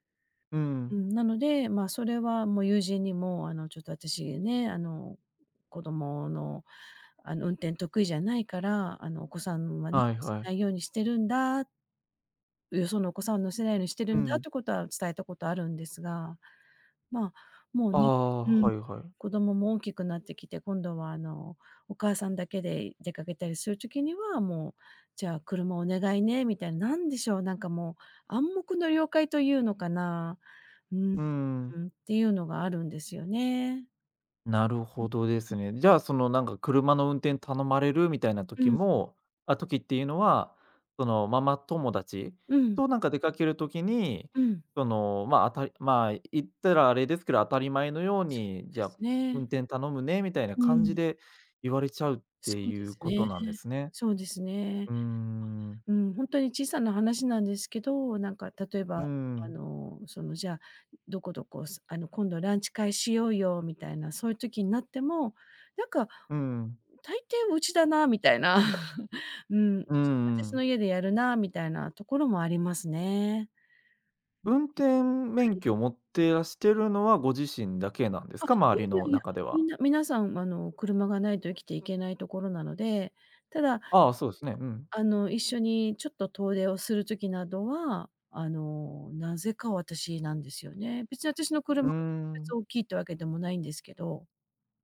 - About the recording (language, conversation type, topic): Japanese, advice, 友達から過度に頼られて疲れているとき、どうすれば上手に距離を取れますか？
- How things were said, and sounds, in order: unintelligible speech; other background noise; tapping; chuckle; unintelligible speech; unintelligible speech